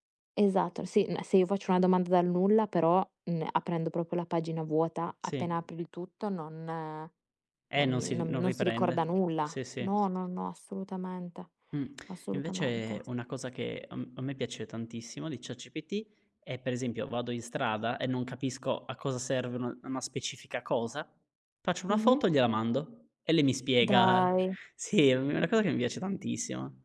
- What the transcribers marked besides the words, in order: drawn out: "Dai!"
- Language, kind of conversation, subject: Italian, unstructured, In che modo la tecnologia ha migliorato la tua vita quotidiana?